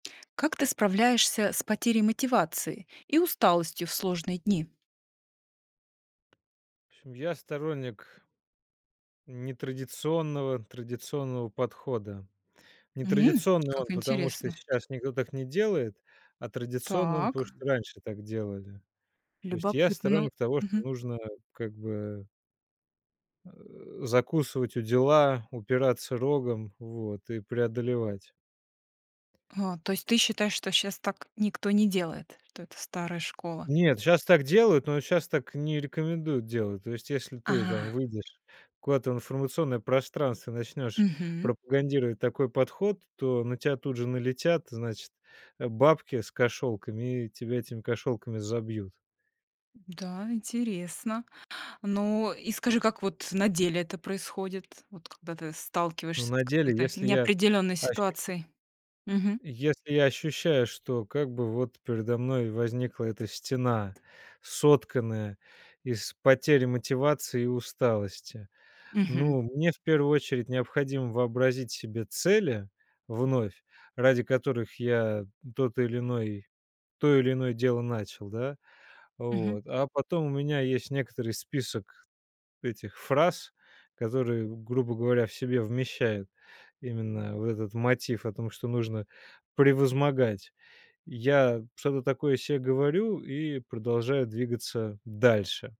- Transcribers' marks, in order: tapping; other background noise; grunt; swallow
- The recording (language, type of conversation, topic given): Russian, podcast, Как вы справляетесь с потерей мотивации и усталостью в трудные дни?